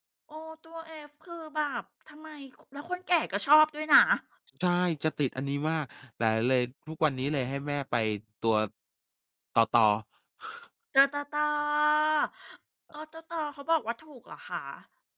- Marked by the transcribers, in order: other background noise; tapping; chuckle
- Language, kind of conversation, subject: Thai, unstructured, การโฆษณาเกินจริงในวงการบันเทิงรบกวนคุณไหม?